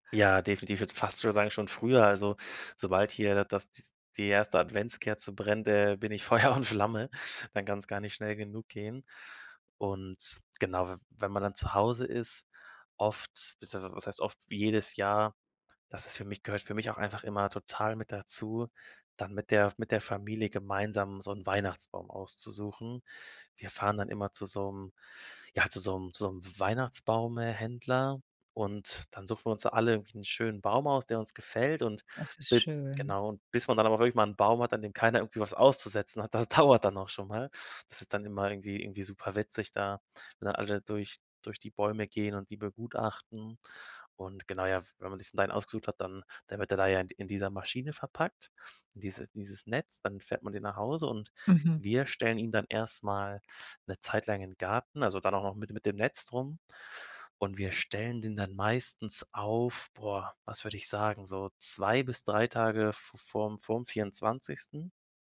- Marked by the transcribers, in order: laughing while speaking: "Feuer und"; laughing while speaking: "dauert"
- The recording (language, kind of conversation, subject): German, podcast, Welche Geschichte steckt hinter einem Familienbrauch?